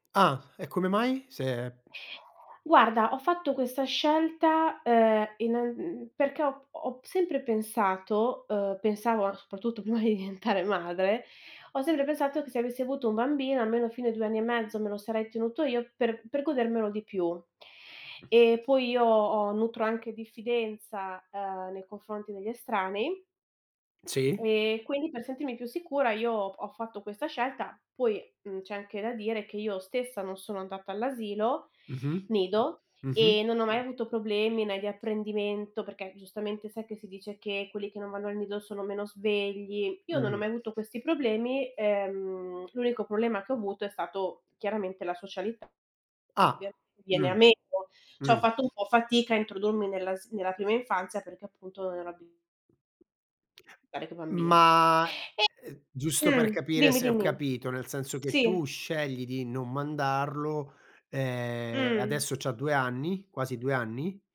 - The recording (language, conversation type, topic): Italian, advice, Com’è diventare genitore per la prima volta e come stai gestendo la nuova routine?
- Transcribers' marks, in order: other background noise; laughing while speaking: "prima di diventare"; other noise; unintelligible speech; "Cioè" said as "ceh"; tapping; drawn out: "Ma"; unintelligible speech